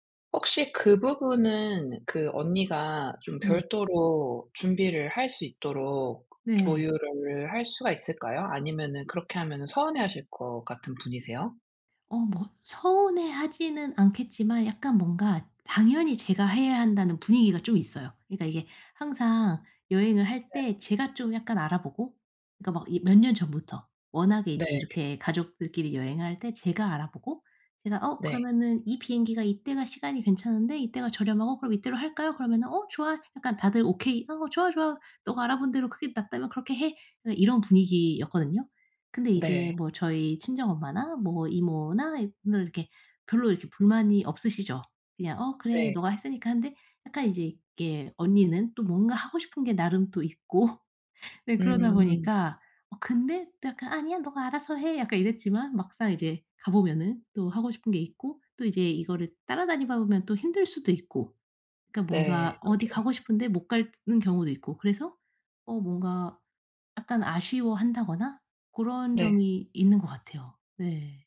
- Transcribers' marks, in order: tapping; laughing while speaking: "있고"; other background noise; "가는" said as "갈는"
- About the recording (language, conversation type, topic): Korean, advice, 여행 일정이 변경됐을 때 스트레스를 어떻게 줄일 수 있나요?